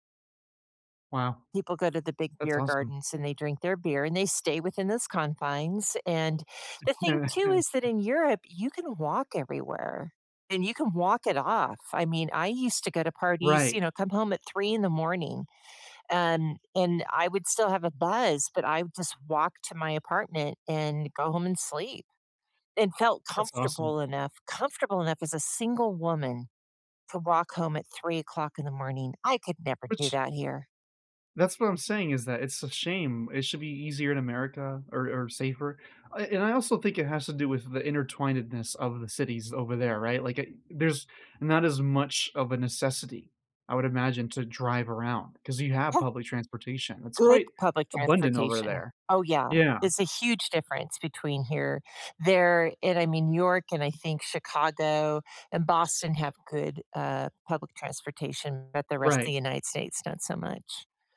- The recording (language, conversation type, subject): English, unstructured, What historical event inspires you most?
- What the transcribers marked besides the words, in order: chuckle